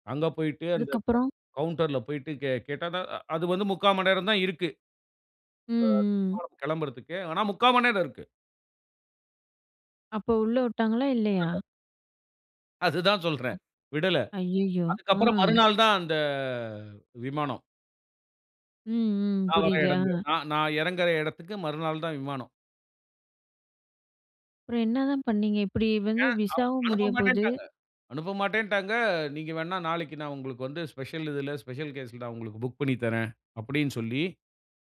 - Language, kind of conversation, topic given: Tamil, podcast, தொடர்ந்து விமானம் தவறிய அனுபவத்தைப் பற்றி சொல்ல முடியுமா?
- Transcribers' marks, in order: other background noise; "கிளம்புறதுக்கு" said as "கெளம்புறதுக்கு"; "விடல" said as "உடல"; other noise; drawn out: "அந்த"; in English: "ஸ்பெஷல்"; in English: "ஸ்பெஷல் கேஸ்ல"